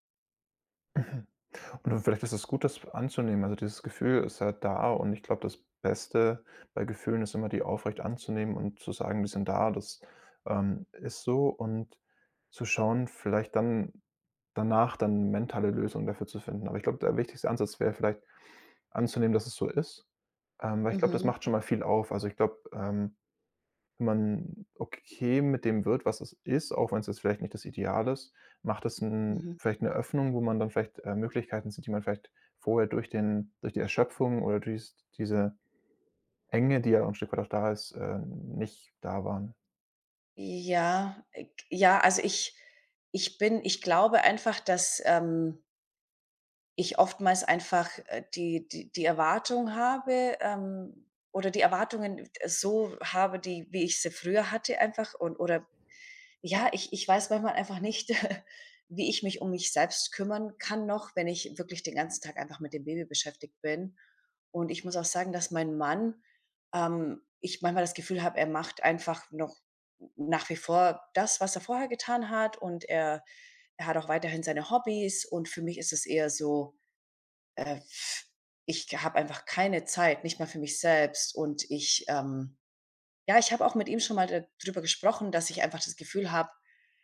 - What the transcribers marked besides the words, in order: other background noise; chuckle; blowing
- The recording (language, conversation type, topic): German, advice, Wie ist es, Eltern zu werden und den Alltag radikal neu zu strukturieren?
- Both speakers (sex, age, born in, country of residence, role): female, 40-44, Kazakhstan, United States, user; male, 25-29, Germany, Germany, advisor